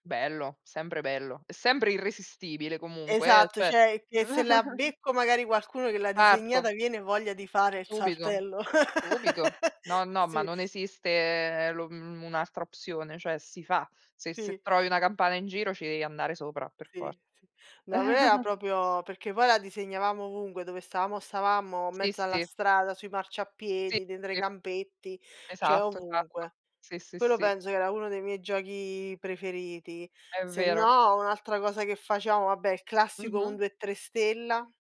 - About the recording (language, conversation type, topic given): Italian, unstructured, Qual è un gioco della tua infanzia che ti piace ricordare?
- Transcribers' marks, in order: "cioè" said as "ceh"; chuckle; chuckle; "proprio" said as "propio"; chuckle